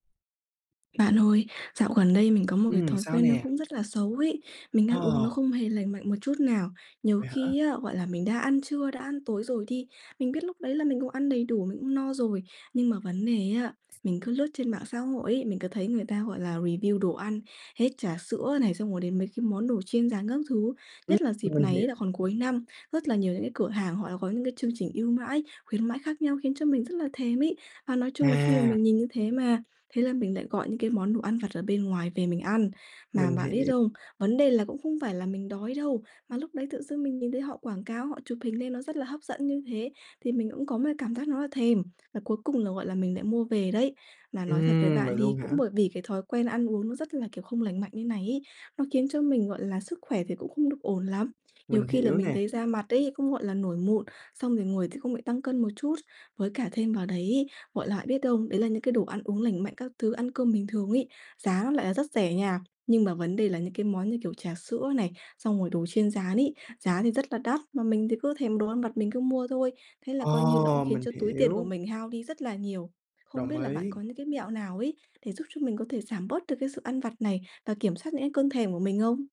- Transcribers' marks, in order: other background noise; in English: "review"
- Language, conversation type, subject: Vietnamese, advice, Làm sao để giảm ăn vặt và kiểm soát cơn thèm?